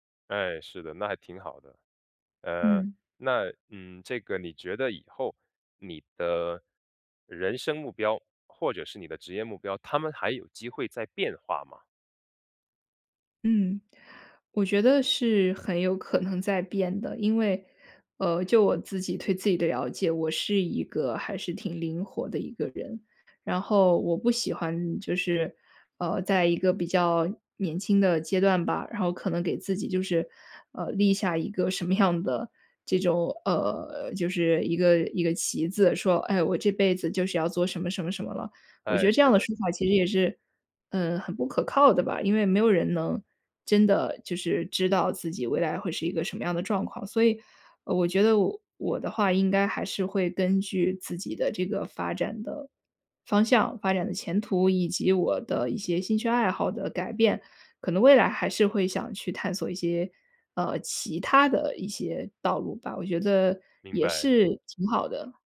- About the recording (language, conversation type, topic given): Chinese, podcast, 你觉得人生目标和职业目标应该一致吗？
- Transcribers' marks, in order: laughing while speaking: "对"; laughing while speaking: "样"; other background noise